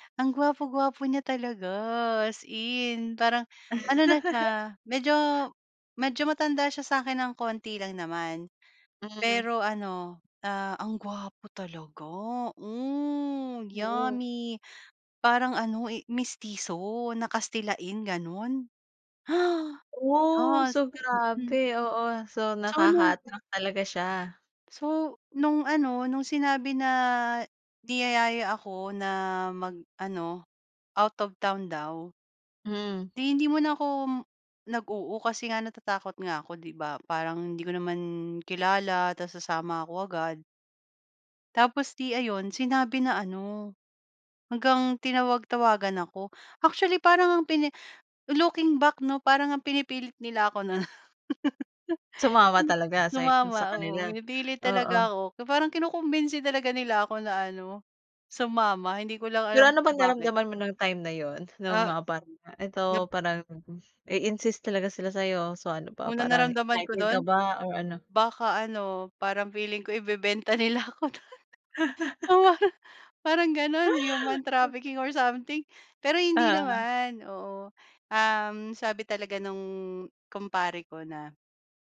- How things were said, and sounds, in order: laugh; laugh; laughing while speaking: "ako dun. Oo parang"; laugh; laugh
- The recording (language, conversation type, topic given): Filipino, podcast, Maaari mo bang ikuwento ang isa sa mga pinakatumatak mong biyahe?